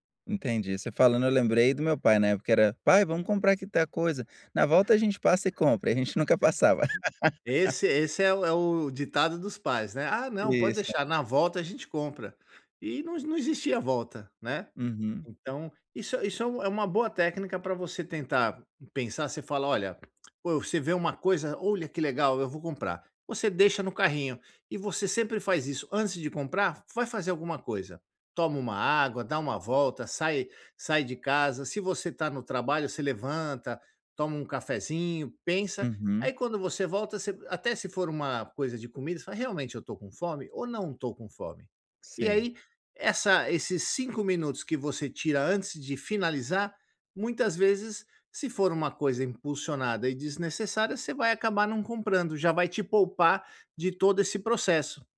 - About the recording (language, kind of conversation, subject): Portuguese, advice, Como posso parar de gastar dinheiro quando estou entediado ou procurando conforto?
- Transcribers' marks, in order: laugh